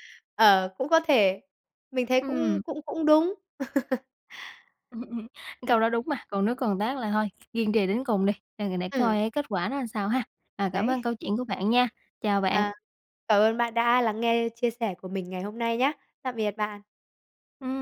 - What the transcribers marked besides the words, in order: laugh; tapping
- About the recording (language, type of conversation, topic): Vietnamese, podcast, Bạn làm sao để biết khi nào nên kiên trì hay buông bỏ?